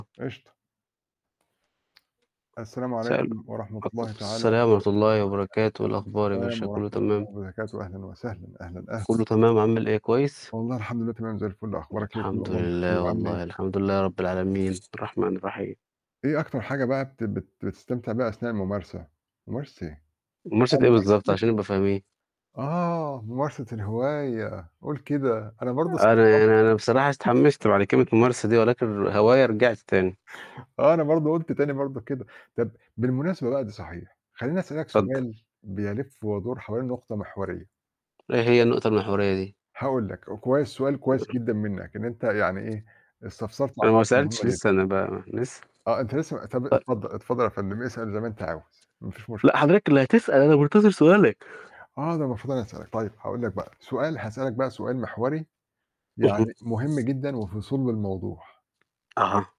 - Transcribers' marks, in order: tapping; unintelligible speech; distorted speech; other background noise; other noise; unintelligible speech; "اتحمست" said as "استحمست"; giggle; unintelligible speech
- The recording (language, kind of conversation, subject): Arabic, unstructured, إيه أكتر حاجة بتستمتع بيها وإنت بتعمل هوايتك؟